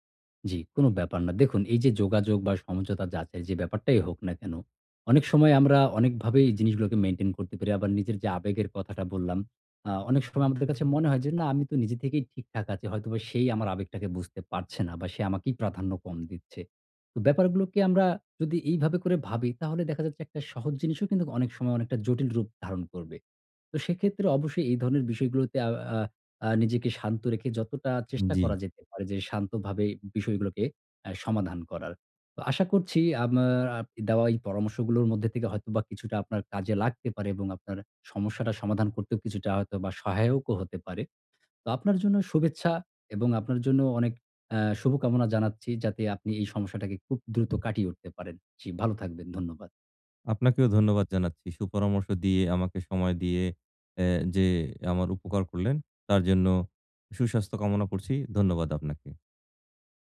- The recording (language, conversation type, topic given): Bengali, advice, আপনারা কি একে অপরের মূল্যবোধ ও লক্ষ্যগুলো সত্যিই বুঝতে পেরেছেন এবং সেগুলো নিয়ে খোলামেলা কথা বলতে পারেন?
- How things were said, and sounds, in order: tapping; "কিন্তু" said as "কিন্তুক"